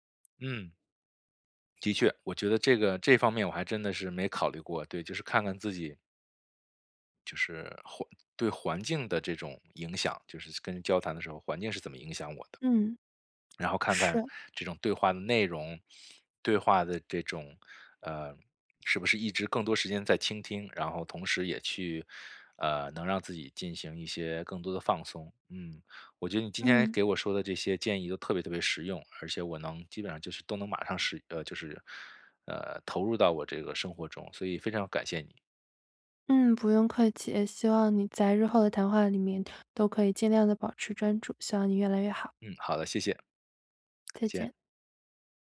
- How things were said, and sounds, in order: none
- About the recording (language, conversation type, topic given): Chinese, advice, 如何在与人交谈时保持专注？